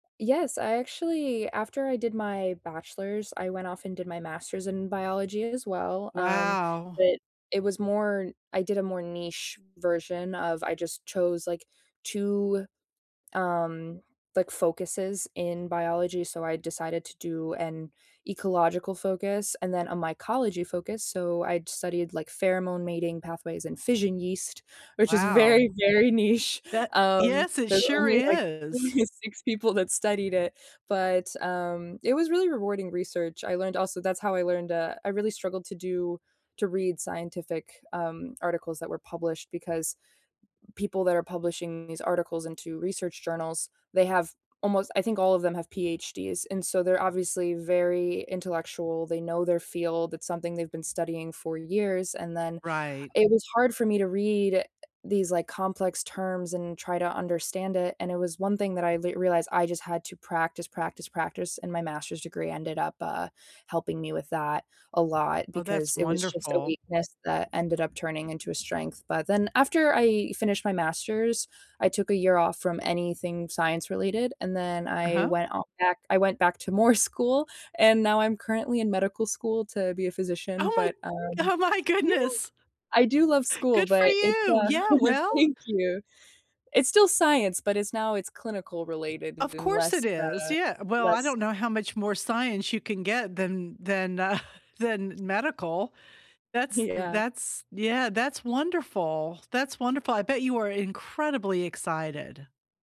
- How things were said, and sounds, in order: laughing while speaking: "very, very niche"; laughing while speaking: "only six"; laughing while speaking: "more"; laughing while speaking: "oh my goodness"; background speech; laugh; joyful: "Of course it is. Yeah … are incredibly excited"; laughing while speaking: "uh"; other background noise; stressed: "incredibly"
- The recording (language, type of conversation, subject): English, unstructured, What was your favorite subject in school, and why?